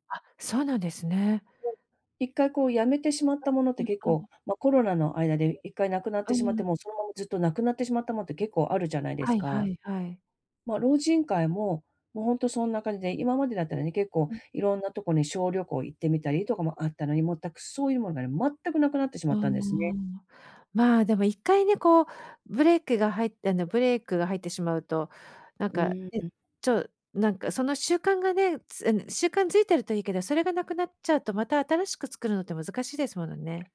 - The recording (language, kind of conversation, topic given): Japanese, advice, 親の介護の負担を家族で公平かつ現実的に分担するにはどうすればよいですか？
- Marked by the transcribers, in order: other noise; "全く" said as "もったく"